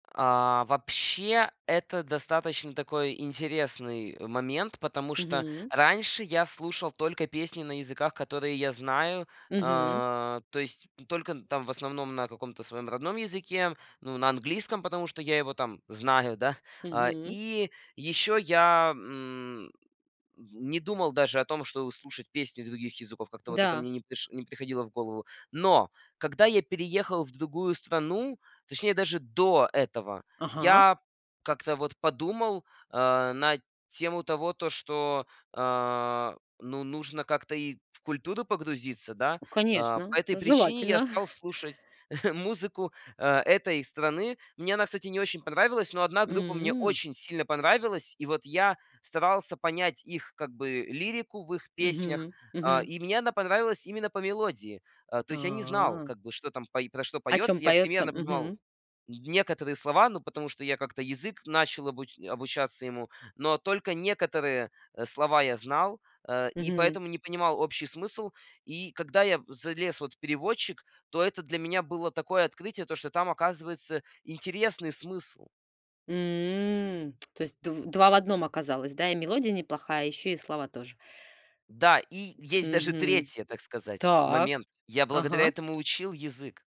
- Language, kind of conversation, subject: Russian, podcast, Что в песне трогает тебя сильнее — слова или мелодия?
- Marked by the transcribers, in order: laughing while speaking: "знаю, да"; chuckle; tapping; chuckle